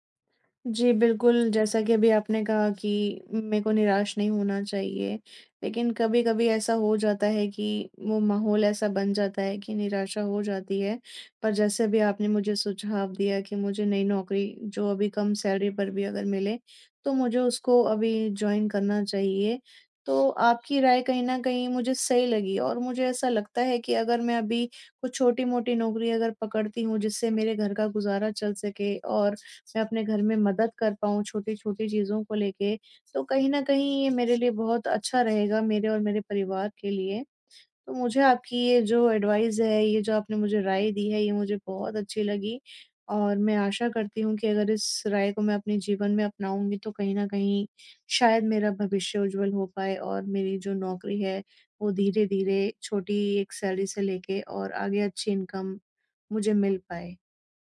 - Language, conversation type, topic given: Hindi, advice, नौकरी छूटने के बाद भविष्य की अनिश्चितता के बारे में आप क्या महसूस कर रहे हैं?
- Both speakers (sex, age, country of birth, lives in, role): female, 30-34, India, India, user; male, 25-29, India, India, advisor
- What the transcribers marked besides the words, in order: in English: "सैलरी"; in English: "जॉइन"; tapping; other background noise; in English: "एडवाइस"; in English: "सैलरी"; in English: "इनकम"